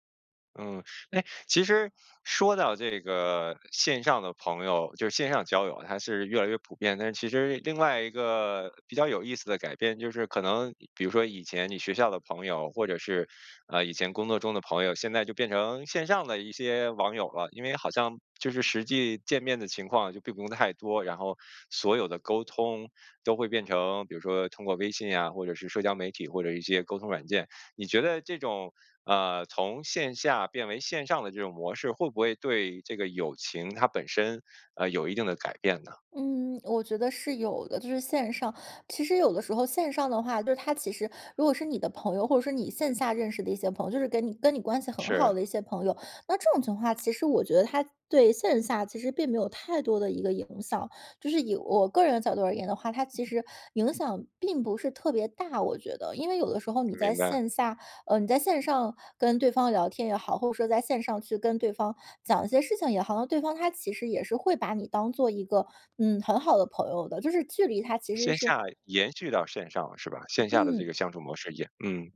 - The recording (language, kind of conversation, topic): Chinese, podcast, 你怎么看待线上交友和线下交友？
- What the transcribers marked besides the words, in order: other background noise